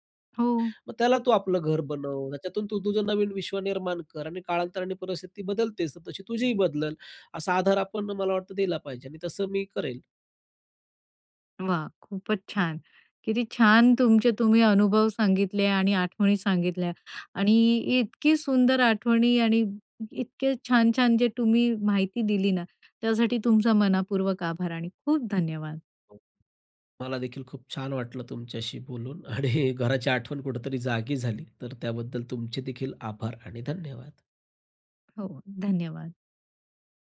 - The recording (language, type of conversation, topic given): Marathi, podcast, तुमच्यासाठी घर म्हणजे नेमकं काय?
- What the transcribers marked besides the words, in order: tapping; "बदलेल" said as "बदलंल"; other background noise; other noise; "तुम्ही" said as "टुम्ही"; laughing while speaking: "आणि"